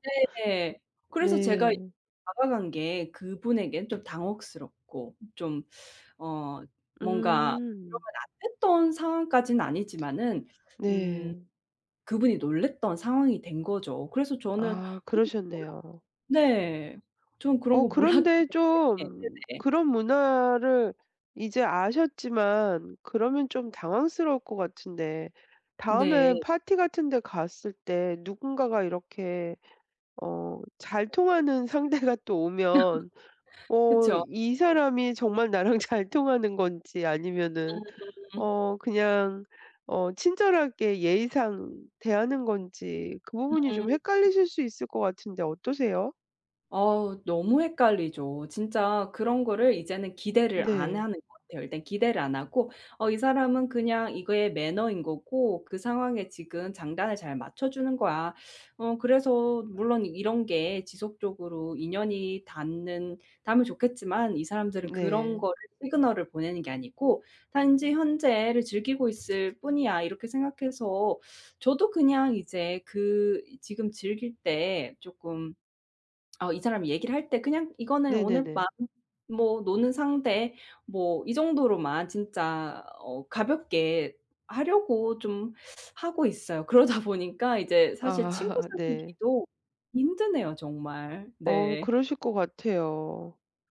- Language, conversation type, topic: Korean, advice, 새로운 지역의 관습이나 예절을 몰라 실수했다고 느꼈던 상황을 설명해 주실 수 있나요?
- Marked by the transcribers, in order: tapping; laughing while speaking: "몰랐기"; laughing while speaking: "상대가"; laugh; laughing while speaking: "나랑 잘"; unintelligible speech; "하는" said as "햐는"; laughing while speaking: "그러다 보니까"; laughing while speaking: "아"